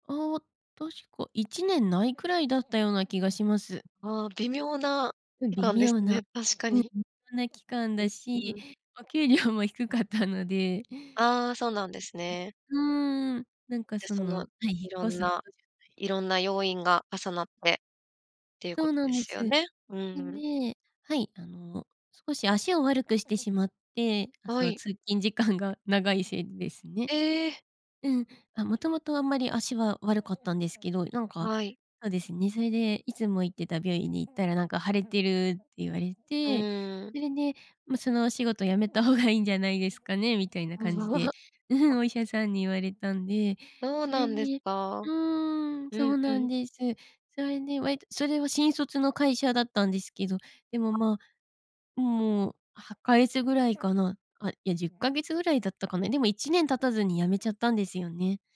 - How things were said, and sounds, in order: tapping; unintelligible speech
- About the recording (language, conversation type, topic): Japanese, podcast, 転職を考えたとき、何が決め手でしたか？